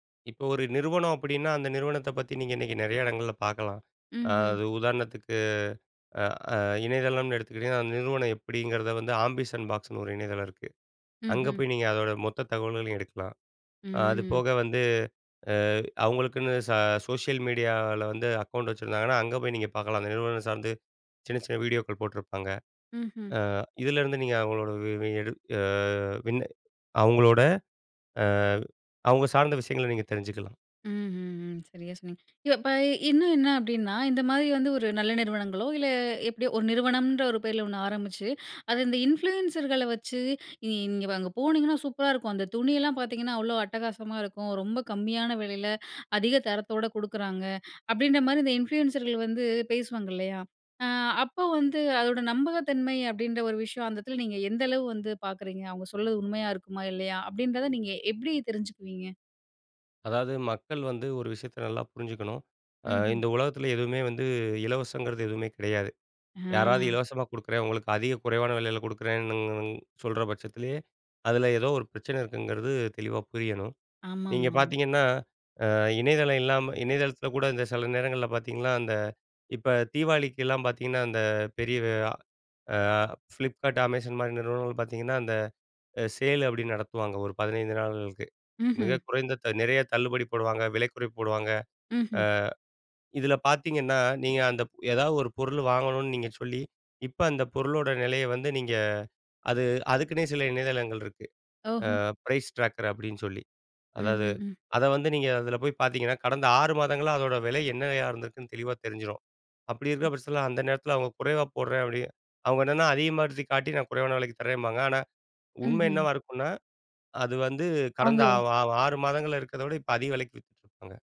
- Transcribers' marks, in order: in English: "ஆம்பிஷன் பாக்ஸ்னு"; in English: "சோஷியல் மீடியால"; unintelligible speech; tapping; in English: "இன்ஃப்ளூயன்சர்கள"; in English: "இன்ஃப்ளூயன்சர்கள்"; drawn out: "அ"; in English: "சேல்"; in English: "பிரைஸ் ட்ராக்கர்"; unintelligible speech
- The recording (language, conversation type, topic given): Tamil, podcast, வலைவளங்களிலிருந்து நம்பகமான தகவலை நீங்கள் எப்படித் தேர்ந்தெடுக்கிறீர்கள்?